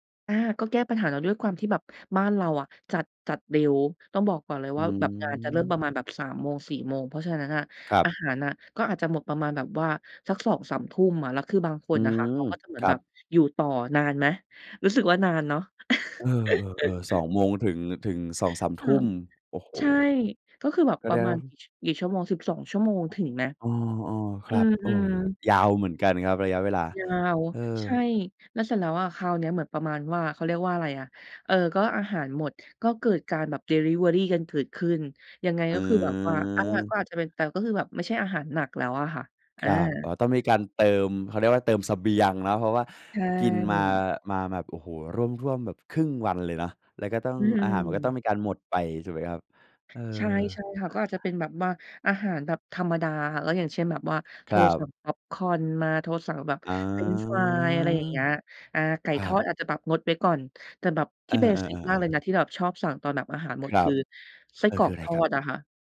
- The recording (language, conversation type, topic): Thai, podcast, เคยจัดปาร์ตี้อาหารแบบแชร์จานแล้วเกิดอะไรขึ้นบ้าง?
- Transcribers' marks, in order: chuckle; drawn out: "อ๋อ"; in English: "เบสิก"